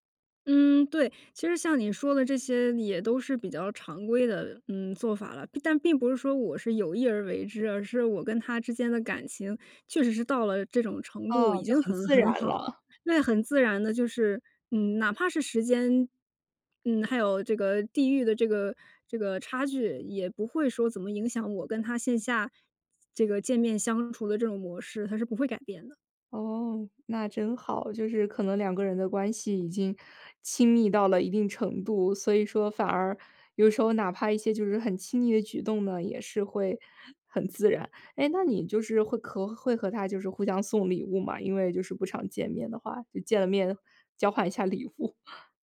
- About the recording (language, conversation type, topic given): Chinese, podcast, 你是在什么瞬间意识到对方是真心朋友的？
- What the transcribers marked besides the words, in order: none